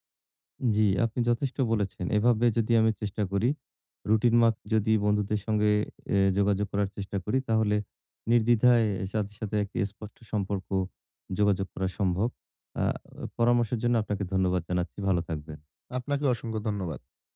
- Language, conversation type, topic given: Bengali, advice, আমি কীভাবে আরও স্পষ্ট ও কার্যকরভাবে যোগাযোগ করতে পারি?
- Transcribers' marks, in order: none